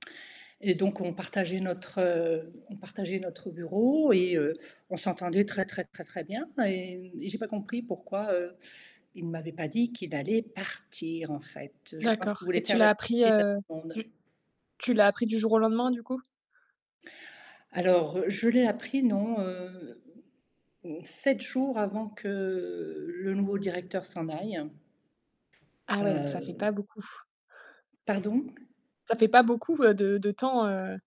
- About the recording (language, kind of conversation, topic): French, podcast, Quand tu sais qu'il est temps de quitter un boulot ?
- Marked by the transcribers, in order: static; other background noise; distorted speech; tapping